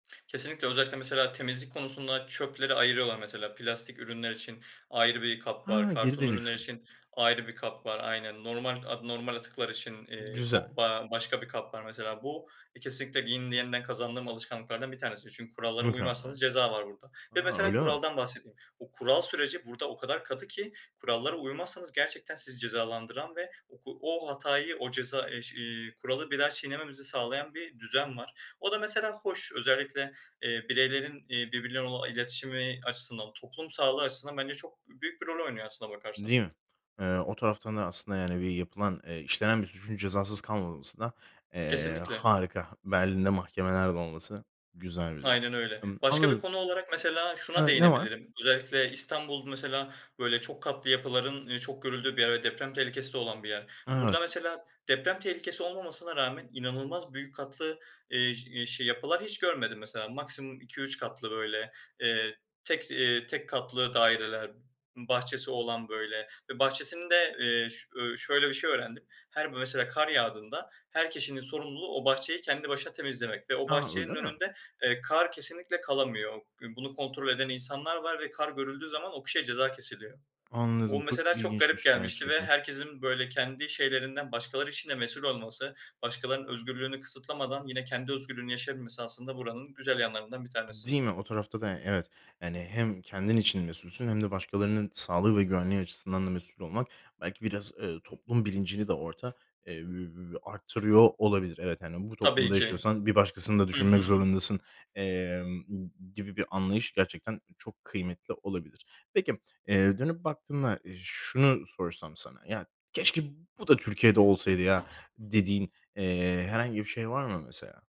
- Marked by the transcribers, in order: tongue click; tapping; unintelligible speech
- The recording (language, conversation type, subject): Turkish, podcast, Yeniden başlamanın sana öğrettikleri neler oldu?